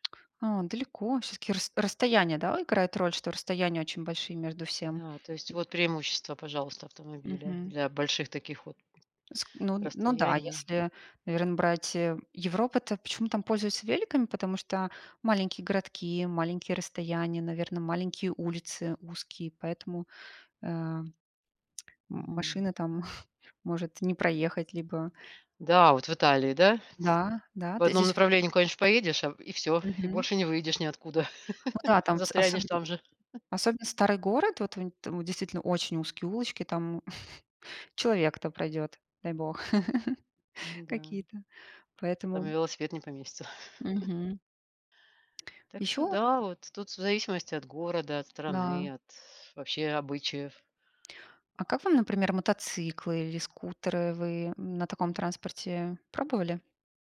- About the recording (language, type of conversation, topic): Russian, unstructured, Какой вид транспорта вам удобнее: автомобиль или велосипед?
- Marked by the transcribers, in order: lip smack; tapping; other background noise; lip smack; chuckle; chuckle; chuckle; chuckle; chuckle